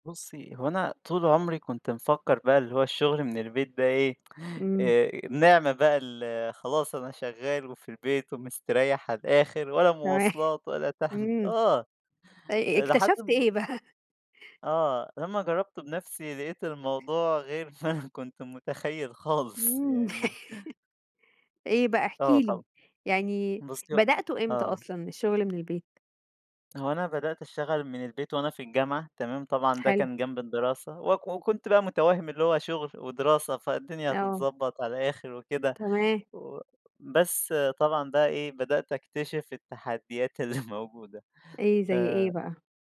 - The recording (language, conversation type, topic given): Arabic, podcast, إيه تجاربك مع الشغل من البيت؟
- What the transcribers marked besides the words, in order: laughing while speaking: "تمام"; laughing while speaking: "تعب"; laughing while speaking: "بقى؟"; laughing while speaking: "ما أنا كنت متخيل خالص يعني"; laugh; laugh